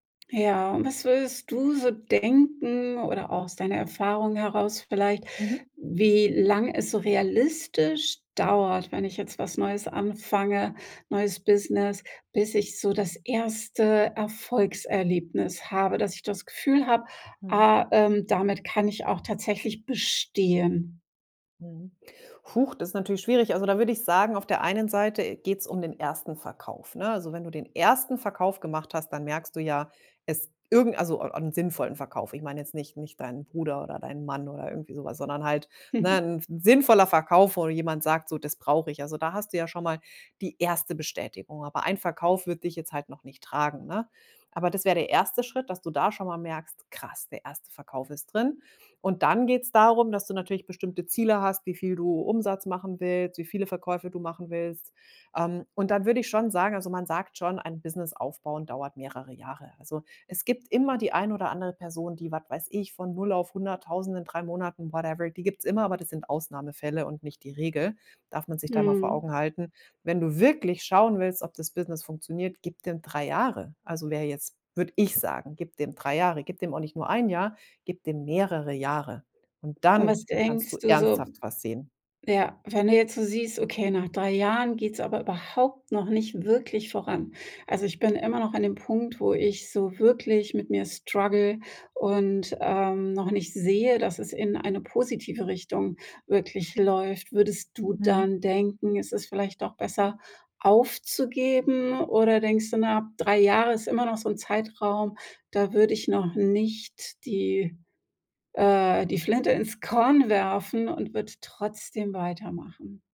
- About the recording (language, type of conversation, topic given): German, podcast, Welchen Rat würdest du Anfängerinnen und Anfängern geben, die gerade erst anfangen wollen?
- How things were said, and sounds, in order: stressed: "bestehen?"; chuckle; in English: "whatever"; stressed: "wirklich"; in English: "struggle"